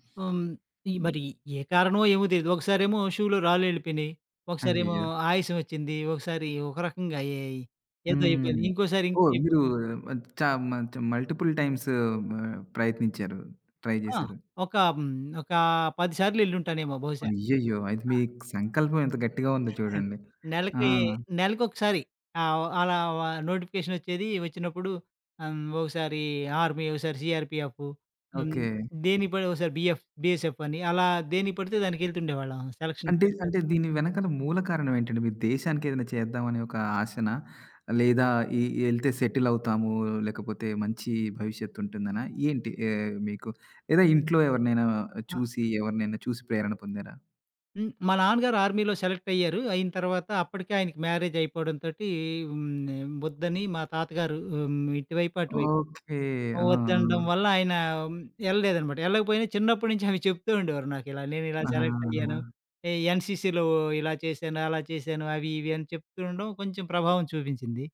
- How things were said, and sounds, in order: other background noise; in English: "మల్టిపుల్"; in English: "ట్రై"; chuckle; in English: "ఆర్మీ"; in English: "సీఆర్‌పీఎఫ్"; in English: "బీఎఫ్ బీఎస్ఎఫ్"; in English: "సెలక్షన్"; in English: "ఆర్మీలో"; in English: "ఎ ఎన్‌సీసీలో"
- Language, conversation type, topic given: Telugu, podcast, విఫలాన్ని పాఠంగా మార్చుకోవడానికి మీరు ముందుగా తీసుకునే చిన్న అడుగు ఏది?